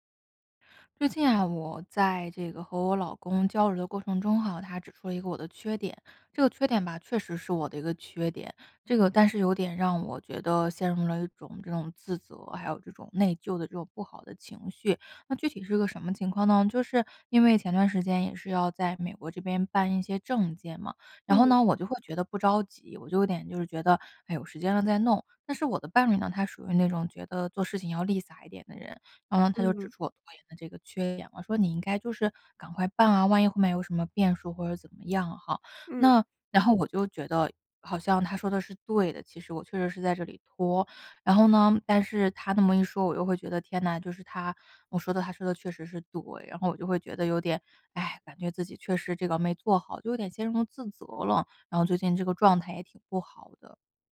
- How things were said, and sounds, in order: none
- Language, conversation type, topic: Chinese, advice, 当伴侣指出我的缺点让我陷入自责时，我该怎么办？